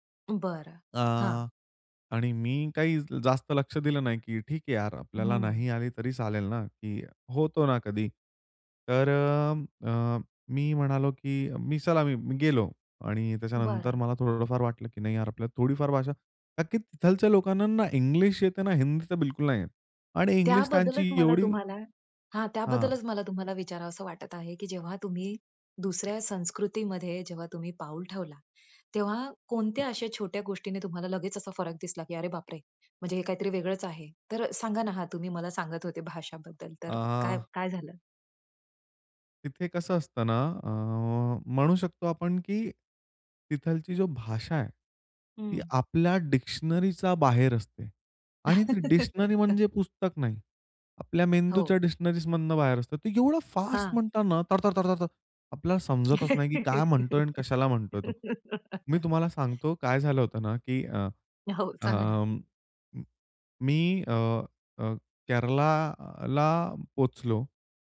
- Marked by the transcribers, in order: tapping; "तिथल्या" said as "तिथलच्या"; other background noise; "तिथली" said as "तिथलची"; laugh; laugh
- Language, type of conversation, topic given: Marathi, podcast, सांस्कृतिक फरकांशी जुळवून घेणे